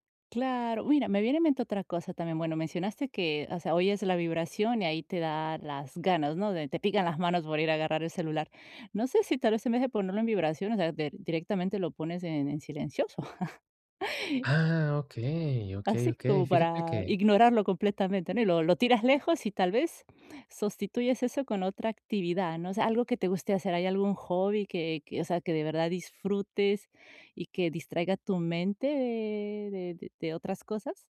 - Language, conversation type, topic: Spanish, advice, ¿Cómo puedo limitar el uso del celular por la noche para dormir mejor?
- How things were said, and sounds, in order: laugh; drawn out: "mente"